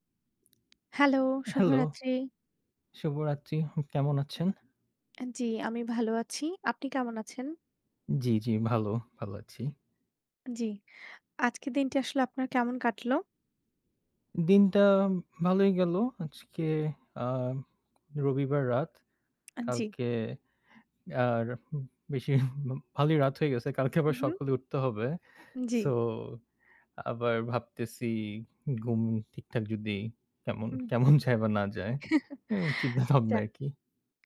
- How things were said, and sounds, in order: scoff; giggle
- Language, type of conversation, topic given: Bengali, unstructured, ঋণ নেওয়া কখন ঠিক এবং কখন ভুল?